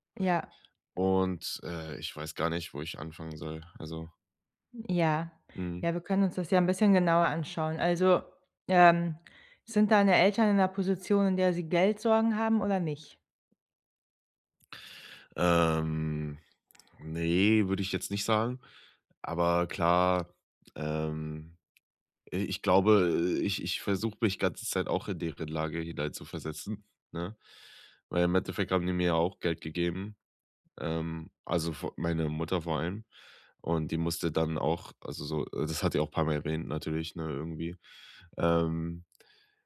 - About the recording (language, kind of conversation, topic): German, advice, Wie kann ich meine Schulden unter Kontrolle bringen und wieder finanziell sicher werden?
- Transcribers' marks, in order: drawn out: "Ähm"